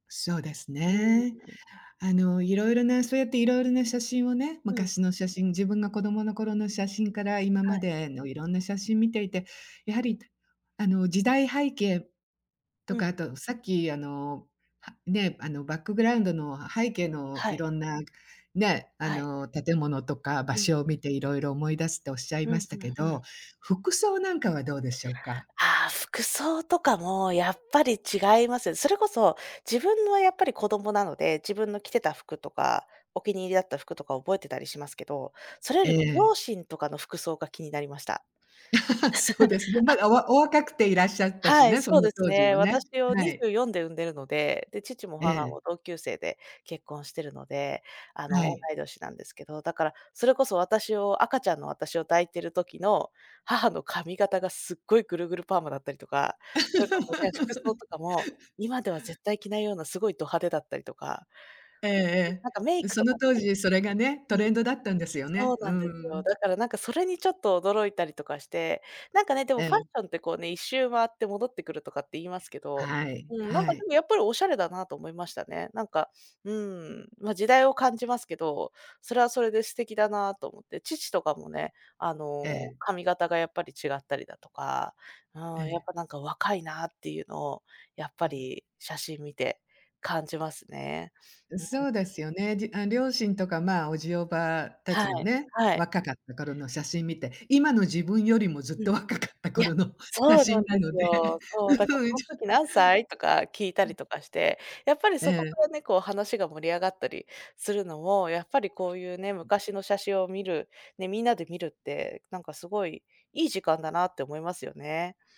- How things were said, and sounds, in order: tapping; laugh; laughing while speaking: "そうですね"; chuckle; laugh; other background noise; laughing while speaking: "若かった頃の写真なので、うーん、ちょ"
- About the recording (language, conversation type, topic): Japanese, podcast, 家族の昔の写真を見ると、どんな気持ちになりますか？